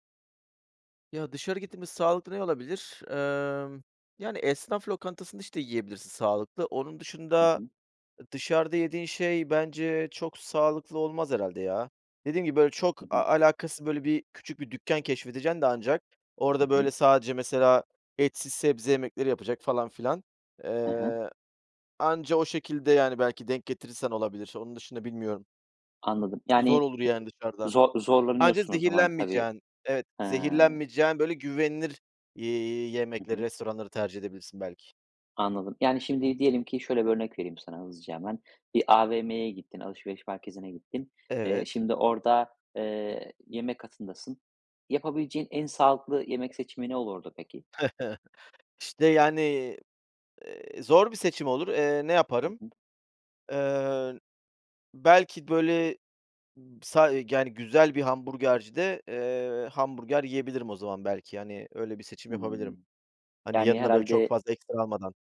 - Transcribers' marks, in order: tapping; drawn out: "He"; other background noise; chuckle
- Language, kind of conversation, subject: Turkish, podcast, Dışarıda yemek yerken sağlıklı seçimleri nasıl yapıyorsun?